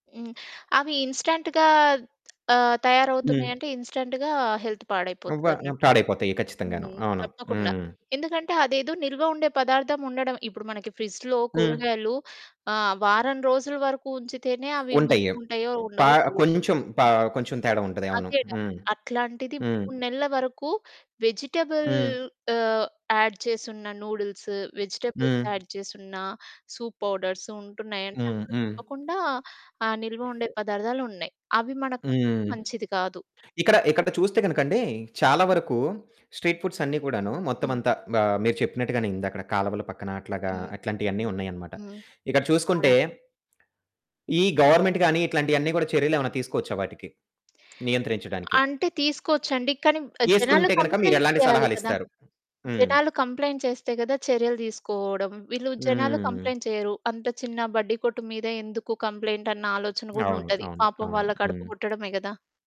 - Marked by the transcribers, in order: in English: "ఇన్స్‌టెన్ట్‌గా"; lip smack; in English: "ఇన్స్‌టెన్ట్‌గా హెల్త్"; in English: "ఫ్రిడ్జ్‌లో"; static; other background noise; distorted speech; in English: "వెజిటబుల్"; background speech; in English: "యాడ్"; in English: "నూడిల్స్, వెజిటబుల్స్ యాడ్"; in English: "సూప్ పౌడర్స్"; in English: "స్ట్రీట్ ఫుడ్స్"; throat clearing; tongue click; in English: "గవర్నమెంట్"; in English: "కంప్లెయింట్స్"; in English: "కంప్లెయింట్"; in English: "కంప్లెయింట్"
- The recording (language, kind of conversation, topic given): Telugu, podcast, వీధి ఆహారాల గురించి మీ అభిప్రాయం ఏమిటి?